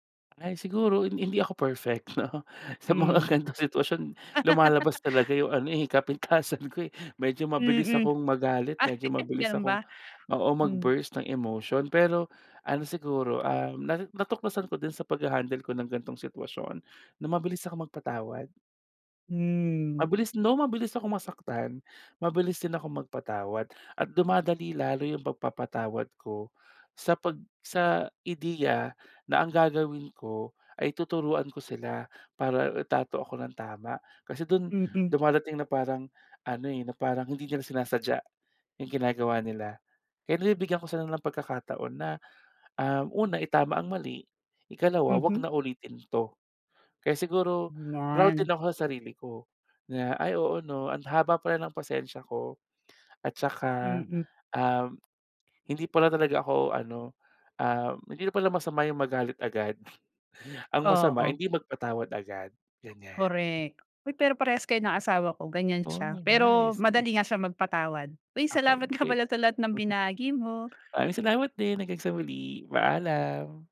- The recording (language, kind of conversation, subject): Filipino, podcast, Ano ang ginagawa mo kapag may lumalabag sa hangganan mo?
- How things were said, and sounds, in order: laugh; laugh; other noise